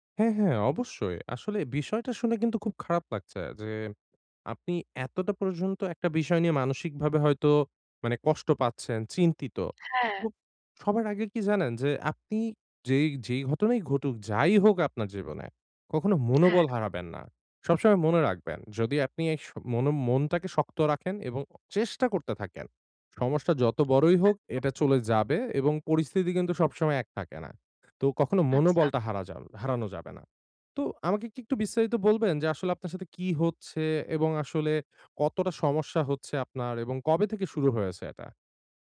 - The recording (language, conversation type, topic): Bengali, advice, আমি কেন নিজেকে প্রতিভাহীন মনে করি, আর আমি কী করতে পারি?
- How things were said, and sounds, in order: tapping; other noise